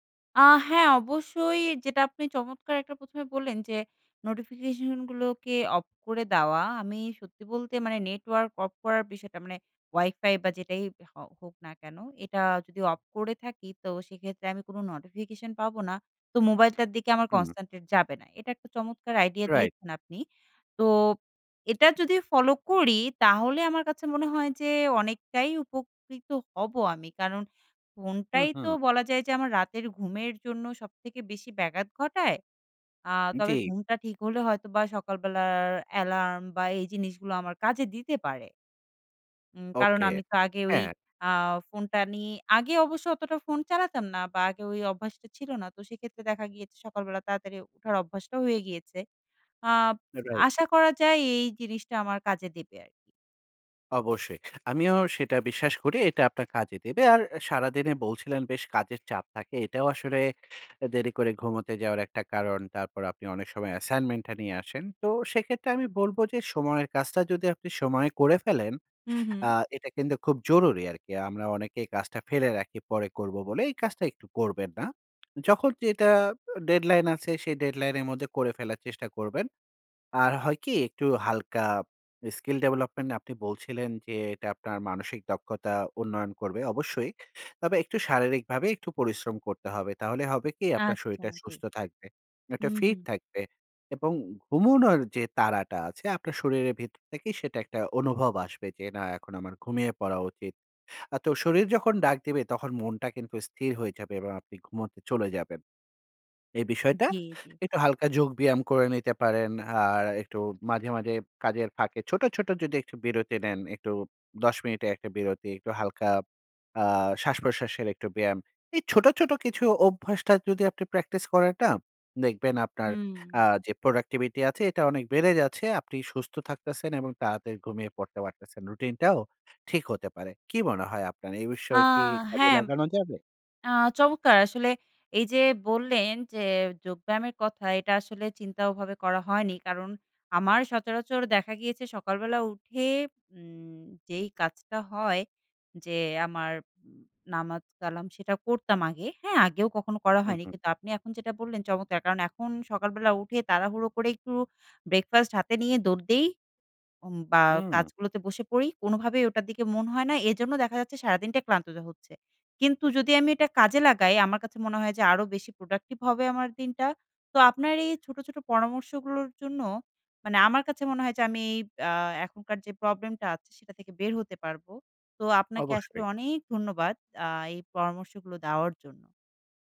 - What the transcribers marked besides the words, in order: in English: "concentrate"; tapping; in English: "skill development"; in English: "productivity"
- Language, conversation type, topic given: Bengali, advice, সকালে ওঠার রুটিন বজায় রাখতে অনুপ্রেরণা নেই